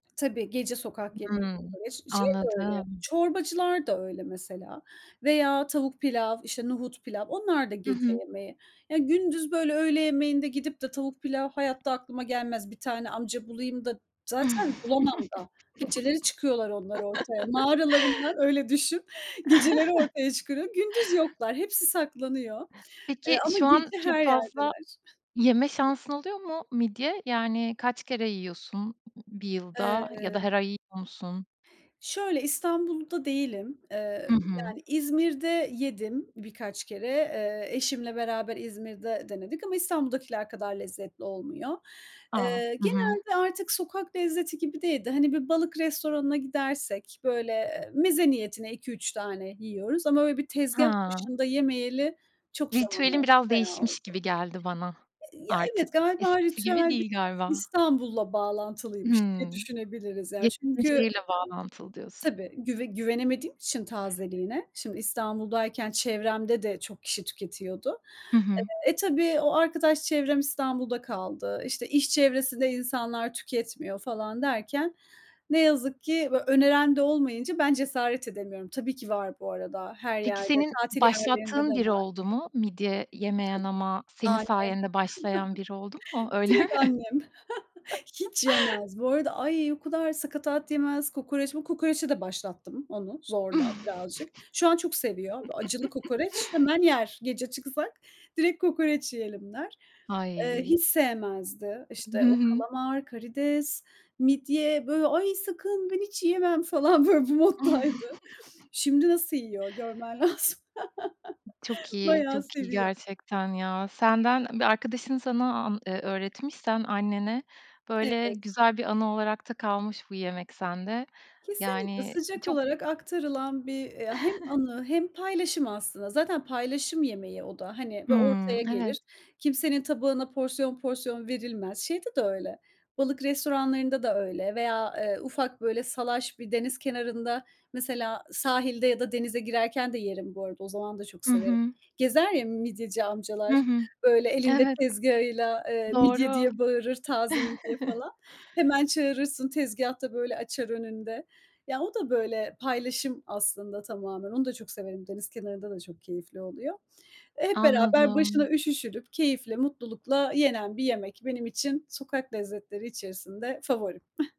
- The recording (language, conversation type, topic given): Turkish, podcast, Hangi sokak yemeği kalbini çaldı ve neden?
- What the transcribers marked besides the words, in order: tapping; other background noise; chuckle; chuckle; laughing while speaking: "öyle düşün. Geceleri ortaya çıkıyor"; chuckle; laughing while speaking: "Öyle mi?"; chuckle; chuckle; chuckle; laughing while speaking: "böyle bu moddaydı"; laughing while speaking: "lazım"; chuckle; chuckle; alarm; chuckle; chuckle